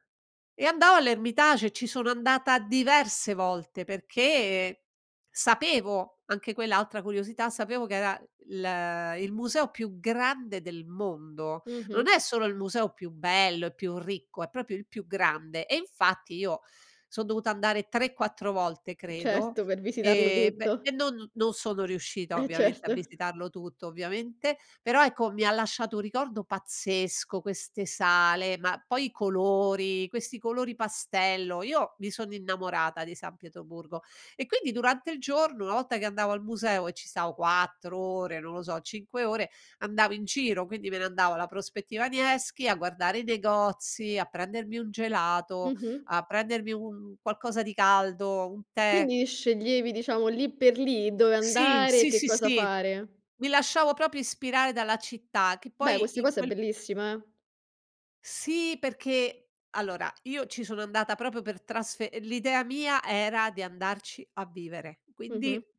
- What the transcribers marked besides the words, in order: stressed: "grande"; "proprio" said as "propio"; "proprio" said as "propio"
- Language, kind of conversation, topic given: Italian, podcast, Raccontami di un viaggio in cui la curiosità ha guidato ogni scelta?